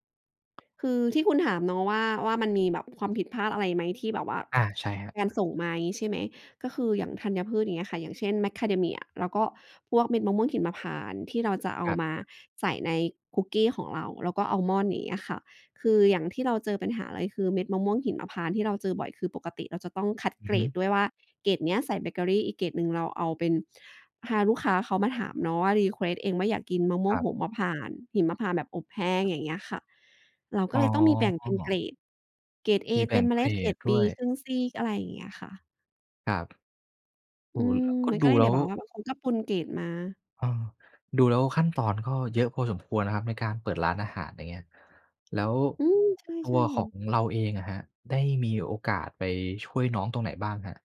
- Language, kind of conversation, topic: Thai, podcast, มีกลิ่นหรือรสอะไรที่ทำให้คุณนึกถึงบ้านขึ้นมาทันทีบ้างไหม?
- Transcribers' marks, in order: other background noise; tapping